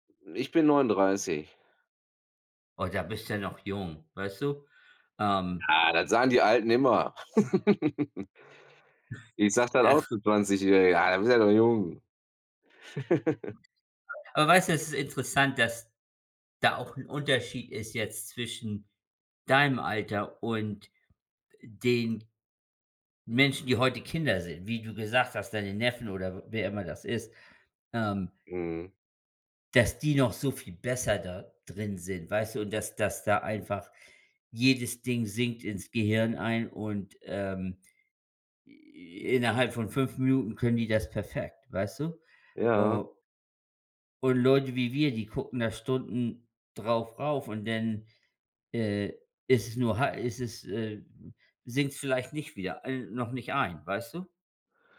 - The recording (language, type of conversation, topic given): German, unstructured, Welche wissenschaftliche Entdeckung findest du am faszinierendsten?
- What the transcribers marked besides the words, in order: other background noise; chuckle; laughing while speaking: "Ja"; laugh; "darauf" said as "drauf rauf"